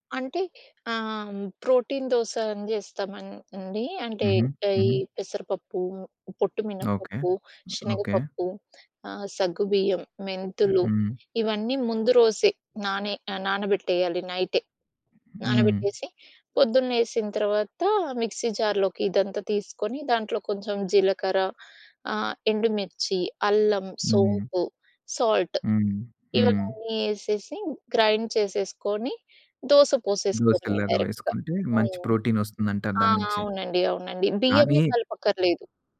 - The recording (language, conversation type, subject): Telugu, podcast, మీ ఇంటి ప్రత్యేక వంటకం ఏది?
- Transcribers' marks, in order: in English: "ప్రోటీన్"; tapping; in English: "మిక్సీ జార్‌లోకి"; in English: "సాల్ట్"; in English: "గ్రైండ్"; in English: "డైరెక్ట్‌గా"; in English: "ప్రోటీన్"